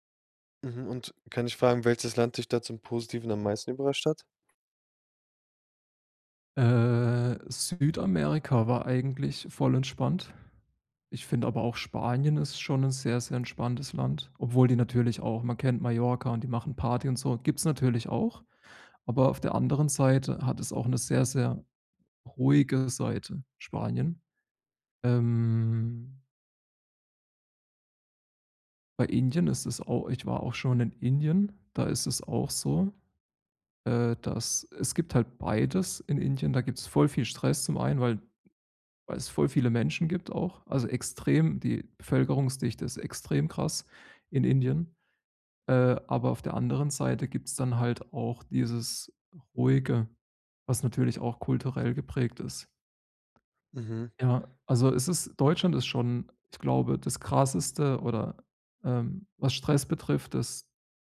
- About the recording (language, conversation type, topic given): German, advice, Wie kann ich alte Muster loslassen und ein neues Ich entwickeln?
- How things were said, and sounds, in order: drawn out: "Äh"; drawn out: "Ähm"